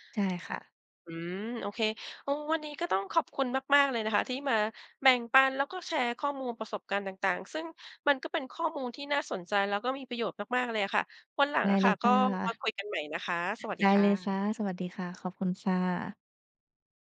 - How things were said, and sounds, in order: none
- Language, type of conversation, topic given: Thai, podcast, การเปลี่ยนพฤติกรรมเล็กๆ ของคนมีผลจริงไหม?